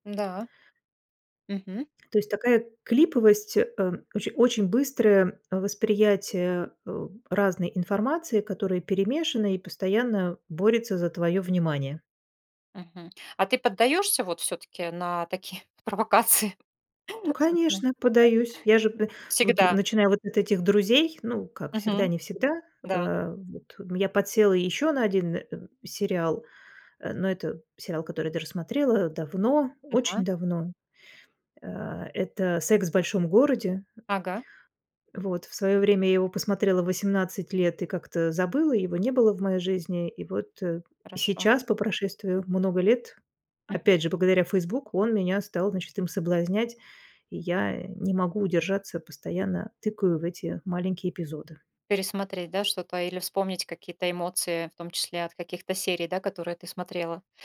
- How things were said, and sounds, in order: laughing while speaking: "такие провокации"
- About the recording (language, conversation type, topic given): Russian, podcast, Как соцсети меняют то, что мы смотрим и слушаем?